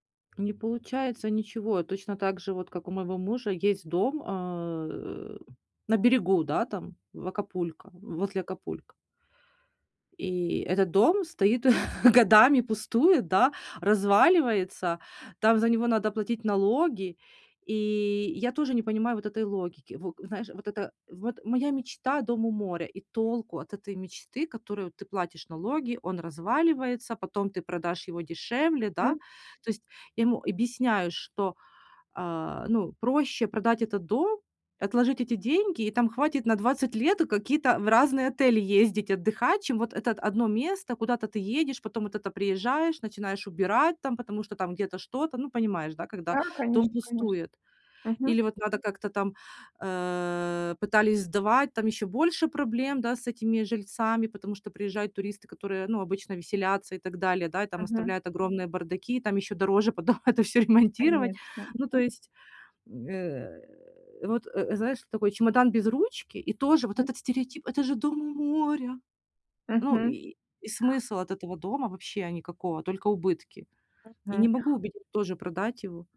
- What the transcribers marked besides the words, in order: chuckle; laughing while speaking: "это всё ремонтировать"; put-on voice: "Это же дом у моря"
- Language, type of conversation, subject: Russian, advice, Как справляться с давлением со стороны общества и стереотипов?